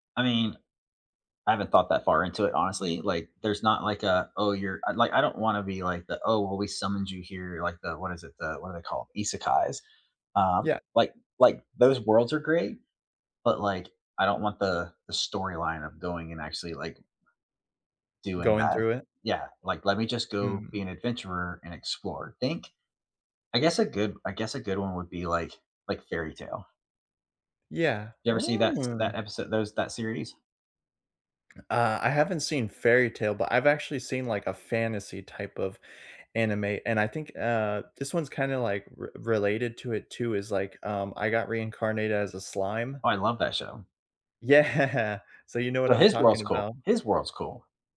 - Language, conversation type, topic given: English, unstructured, If you could live in any fictional world for a year, which one would you choose and why?
- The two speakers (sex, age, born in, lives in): male, 25-29, United States, United States; male, 40-44, United States, United States
- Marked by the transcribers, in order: drawn out: "Oh"; laughing while speaking: "Yeah"; tapping